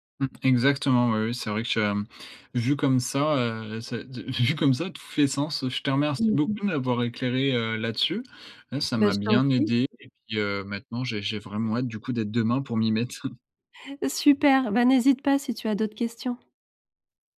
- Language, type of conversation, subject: French, advice, Comment faire pour gérer trop de tâches et pas assez d’heures dans la journée ?
- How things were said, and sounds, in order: laughing while speaking: "vu comme ça"; other background noise; chuckle; tapping